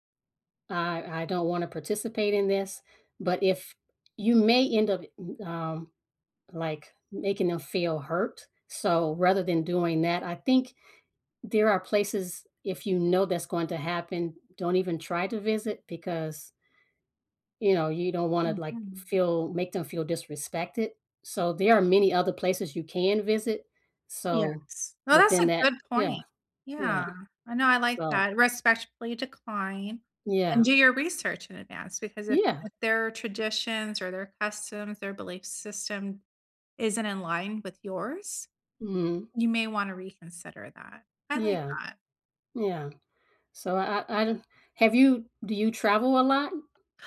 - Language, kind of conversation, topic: English, unstructured, Is it fair to expect travelers to respect local customs everywhere they go?
- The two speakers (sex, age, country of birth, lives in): female, 45-49, United States, United States; female, 45-49, United States, United States
- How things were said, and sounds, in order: tapping